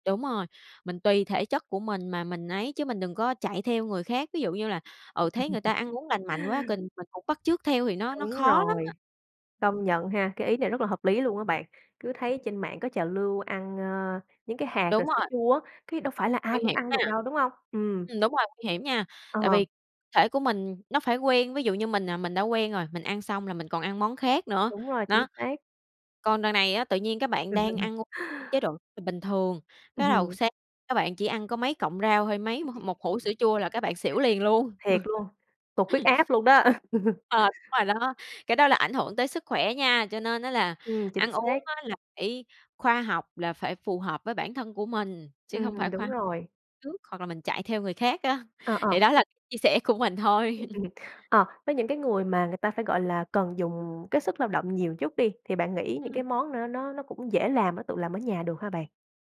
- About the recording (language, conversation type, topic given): Vietnamese, podcast, Bạn thường ăn sáng như thế nào vào những buổi sáng bận rộn?
- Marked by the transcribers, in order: tapping; laugh; laugh; unintelligible speech; laughing while speaking: "Ừm"; other background noise; chuckle; laugh; laughing while speaking: "thôi"; unintelligible speech